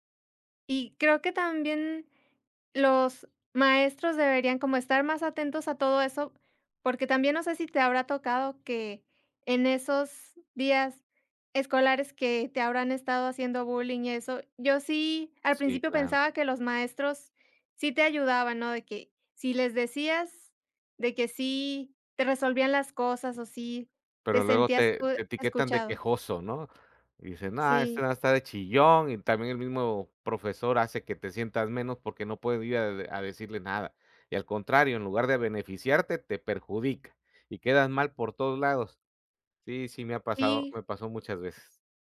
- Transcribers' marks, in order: other background noise
- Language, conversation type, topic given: Spanish, unstructured, ¿Alguna vez has sentido que la escuela te hizo sentir menos por tus errores?